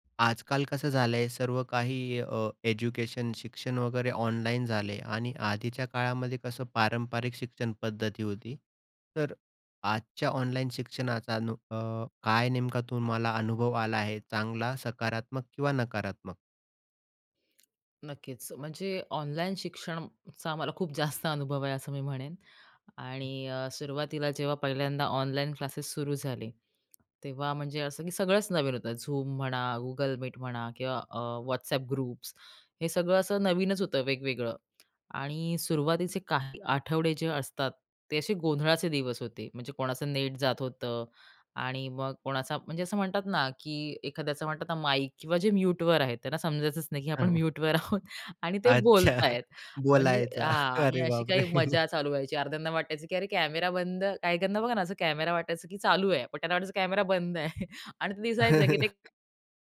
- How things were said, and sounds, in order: other background noise; tapping; other noise; in English: "ग्रुप्स"; laughing while speaking: "आहोत"; chuckle; laughing while speaking: "अरे बापरे!"; chuckle
- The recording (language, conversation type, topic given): Marathi, podcast, ऑनलाइन शिक्षणाचा तुम्हाला कसा अनुभव आला?